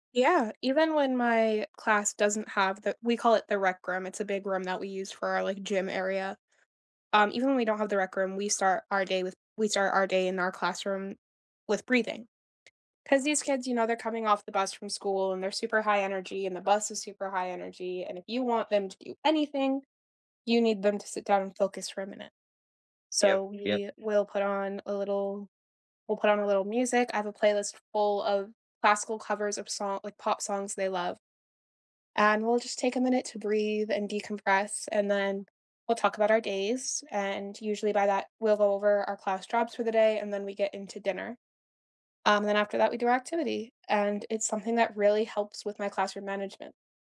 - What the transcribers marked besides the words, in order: other background noise; tapping
- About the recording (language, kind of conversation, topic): English, unstructured, What do you think about having more physical education classes in schools for children?
- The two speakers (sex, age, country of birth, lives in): female, 20-24, United States, United States; male, 30-34, United States, United States